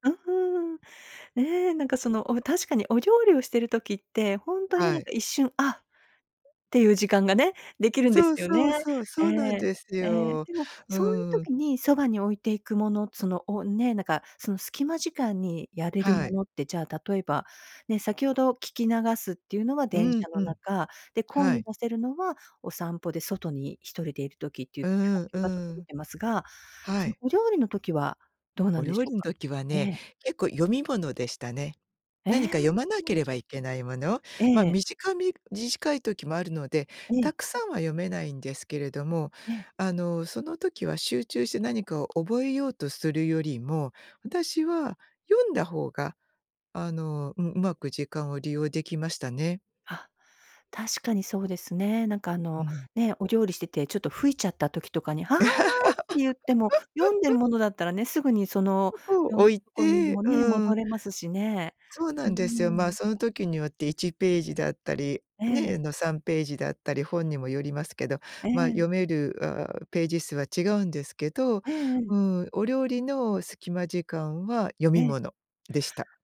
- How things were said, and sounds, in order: other noise; other background noise; laugh; unintelligible speech
- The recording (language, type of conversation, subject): Japanese, podcast, 時間がないとき、効率よく学ぶためにどんな工夫をしていますか？